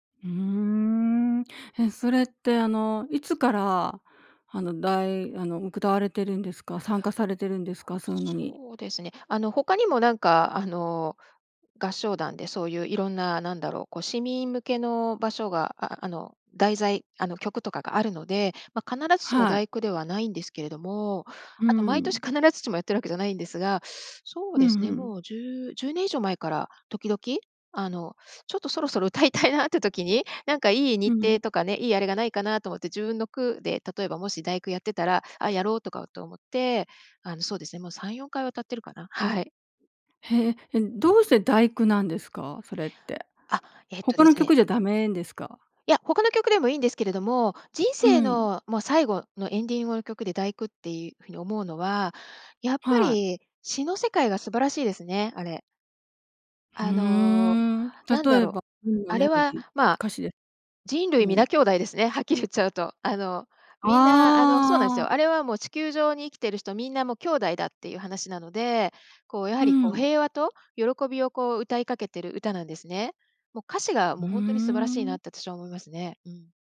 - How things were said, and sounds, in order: "歌わ" said as "うくたわ"; teeth sucking; laughing while speaking: "歌いたいなって"; unintelligible speech
- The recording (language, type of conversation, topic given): Japanese, podcast, 人生の最期に流したい「エンディング曲」は何ですか？